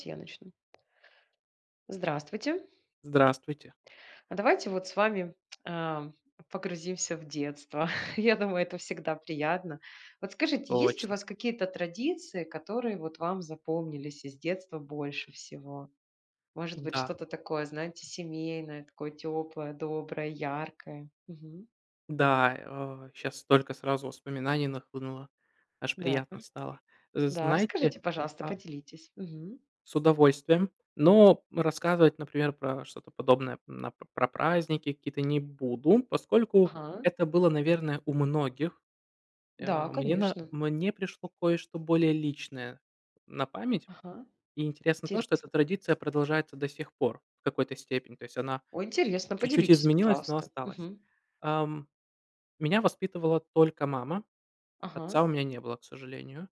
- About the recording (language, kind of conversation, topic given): Russian, unstructured, Какая традиция из твоего детства тебе запомнилась больше всего?
- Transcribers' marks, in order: chuckle